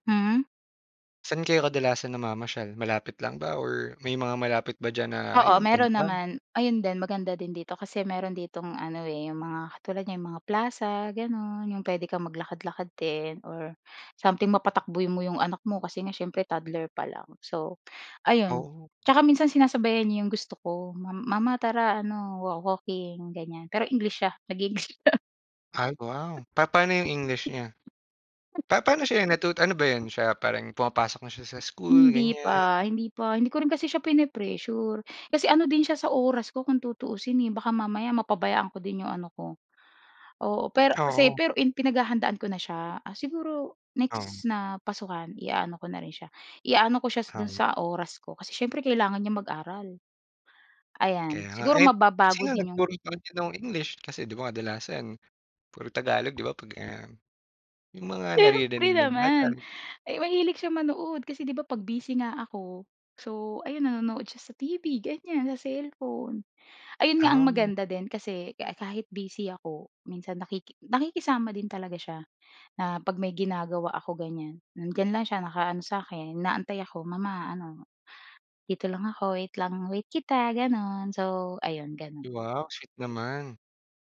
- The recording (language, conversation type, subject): Filipino, podcast, Ano ang ginagawa mo para alagaan ang sarili mo kapag sobrang abala ka?
- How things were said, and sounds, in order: none